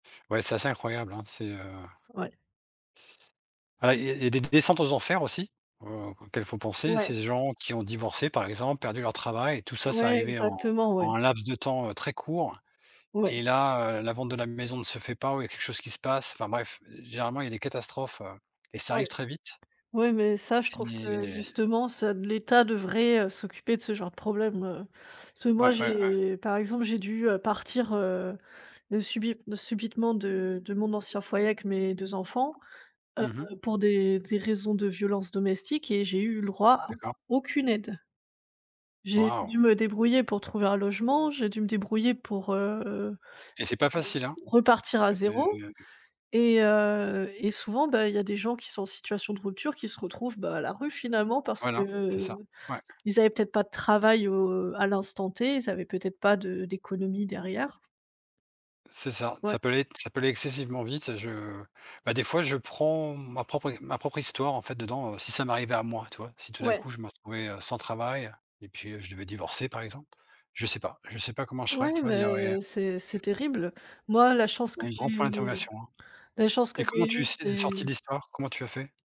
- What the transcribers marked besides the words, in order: other background noise; tapping; drawn out: "j'ai"
- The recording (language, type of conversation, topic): French, unstructured, Quel est ton avis sur la manière dont les sans-abri sont traités ?